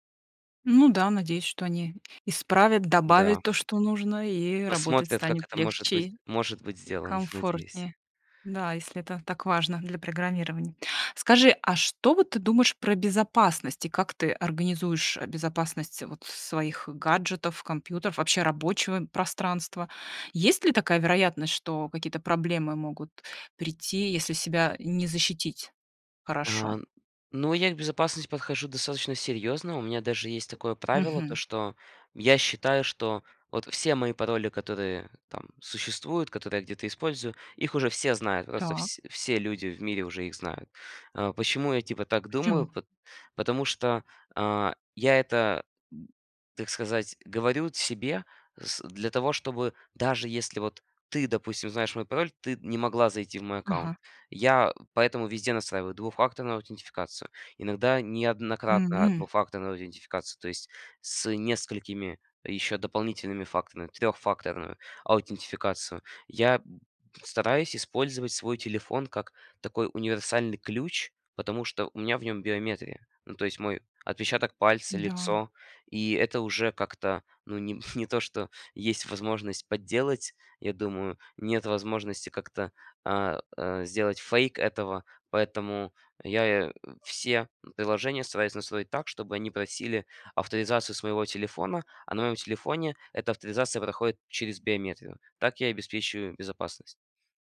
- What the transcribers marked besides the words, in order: other background noise; tapping; drawn out: "М"; chuckle
- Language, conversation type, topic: Russian, podcast, Как ты организуешь работу из дома с помощью технологий?